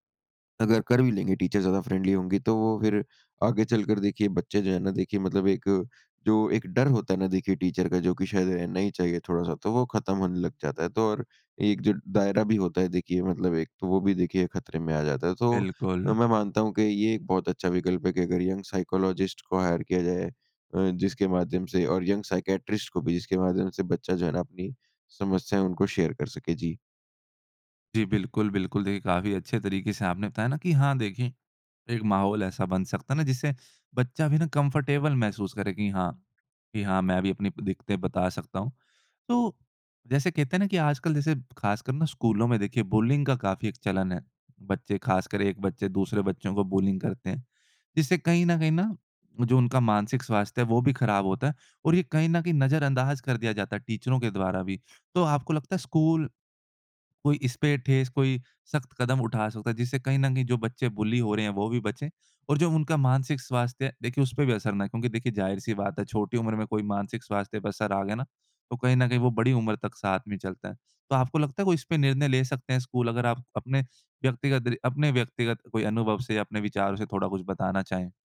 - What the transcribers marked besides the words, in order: in English: "टीचर"; in English: "फ्रेंडली"; in English: "टीचर"; in English: "यंग साइकोलॉजिस्ट"; in English: "हायर"; in English: "यंग साइकेट्रिस्ट"; in English: "शेयर"; in English: "कम्फ़ोर्टेबल"; in English: "बुलिंग"; in English: "बुलिंग"; in English: "टीचरों"; "ठोस" said as "ठेस"; in English: "बुली"
- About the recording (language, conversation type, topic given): Hindi, podcast, मानसिक स्वास्थ्य को स्कूल में किस तरह शामिल करें?